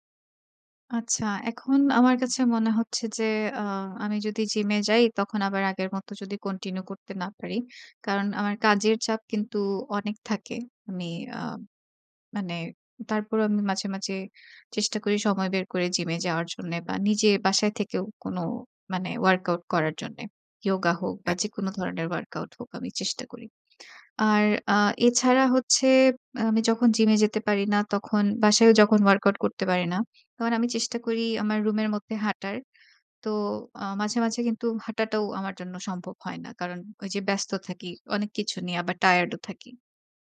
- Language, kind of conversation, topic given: Bengali, advice, ব্যায়াম মিস করলে কি আপনার অপরাধবোধ বা লজ্জা অনুভূত হয়?
- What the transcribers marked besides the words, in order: in English: "Continue"; in English: "WorkOut"; in English: "Yoga"; in English: "WorkOut"; in English: "WorkOut"